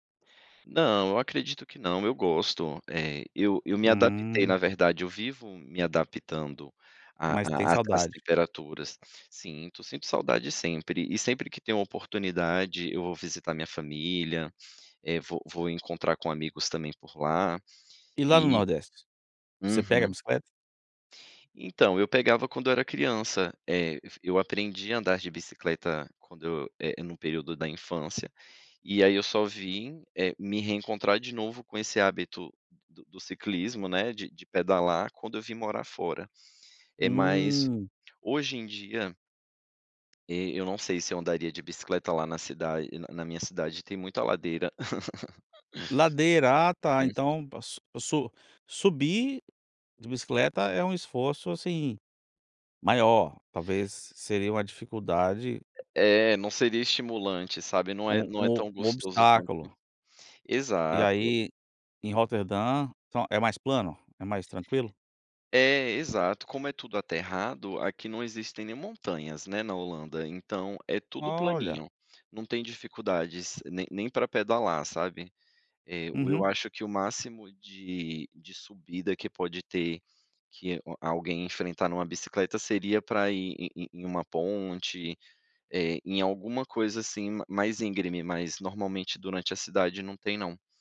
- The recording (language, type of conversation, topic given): Portuguese, podcast, Como o ciclo das chuvas afeta seu dia a dia?
- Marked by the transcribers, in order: tapping; laugh